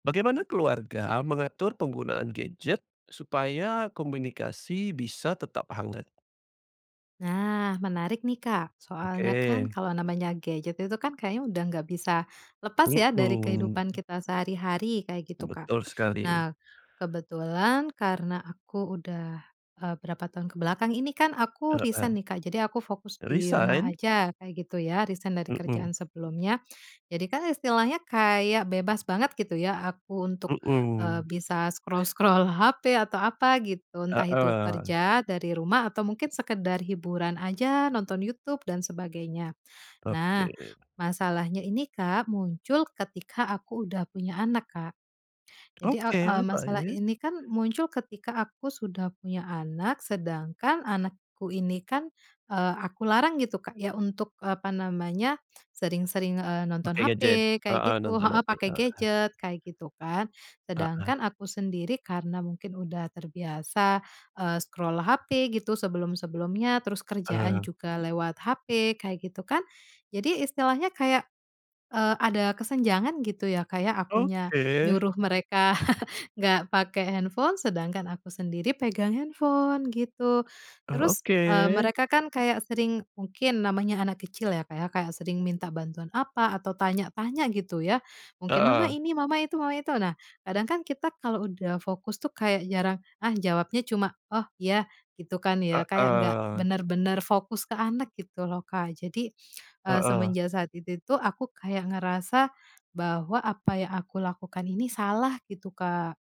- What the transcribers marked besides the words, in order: tapping; gasp; in English: "scroll-scroll"; other background noise; in English: "scroll"; laughing while speaking: "mereka"
- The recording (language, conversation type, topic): Indonesian, podcast, Bagaimana keluarga mengatur penggunaan gawai agar komunikasi tetap hangat?